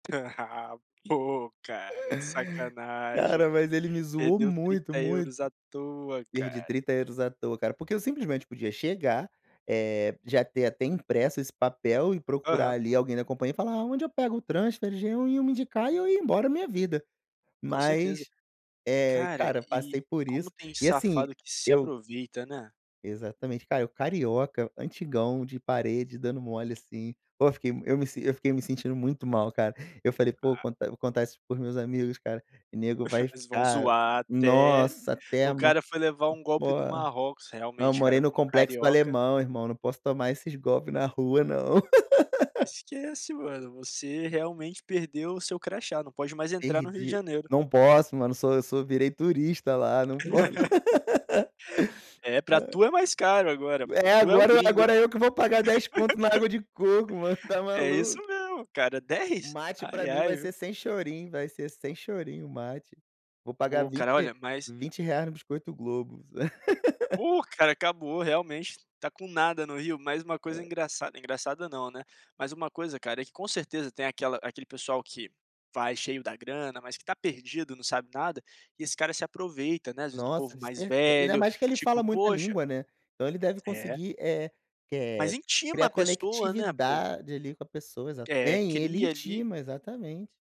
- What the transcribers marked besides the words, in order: chuckle; chuckle; laugh; tapping; laugh; laugh; laugh; laugh
- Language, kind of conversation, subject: Portuguese, podcast, Você já caiu em algum golpe durante uma viagem? Como aconteceu?